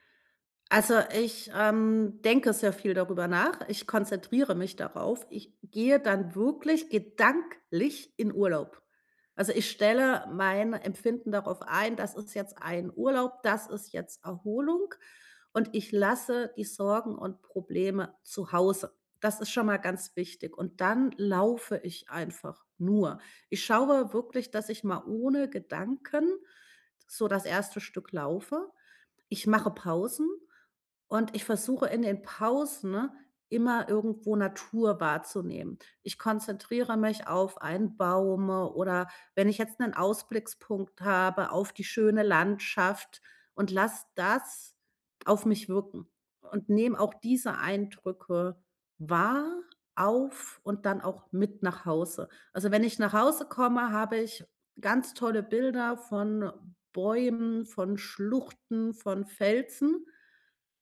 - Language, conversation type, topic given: German, podcast, Welche Tipps hast du für sicheres Alleinwandern?
- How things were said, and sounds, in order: stressed: "gedanklich"; stressed: "nur"